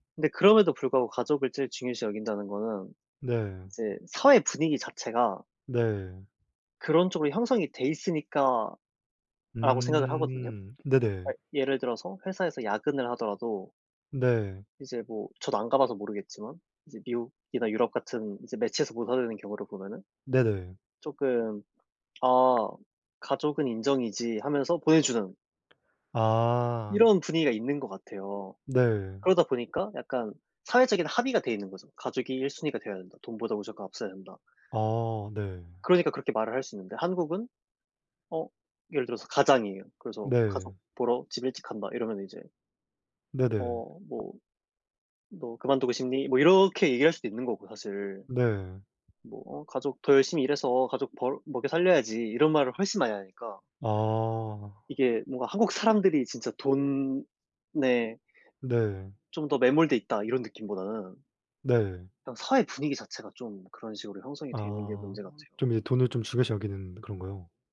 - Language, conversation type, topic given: Korean, unstructured, 돈과 행복은 어떤 관계가 있다고 생각하나요?
- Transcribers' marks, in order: other background noise; "보여주는" said as "보서리는"